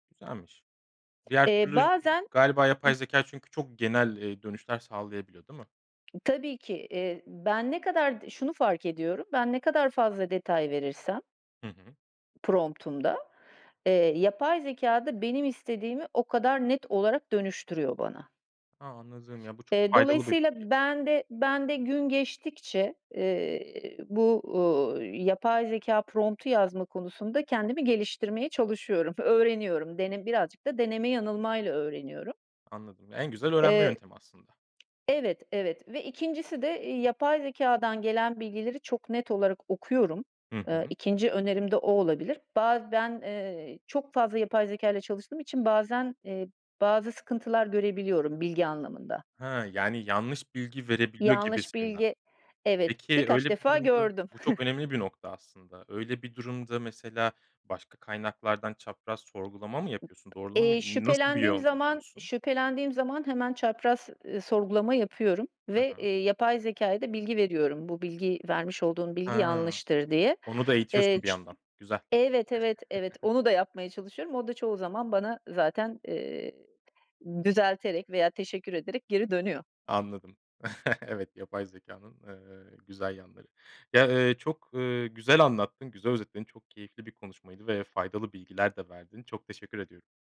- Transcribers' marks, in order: other background noise; tapping; in English: "prompt'umda"; in English: "prompt'u"; chuckle; chuckle; alarm; chuckle
- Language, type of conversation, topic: Turkish, podcast, Yapay zekâ günlük hayatı nasıl kolaylaştırıyor, somut örnekler verebilir misin?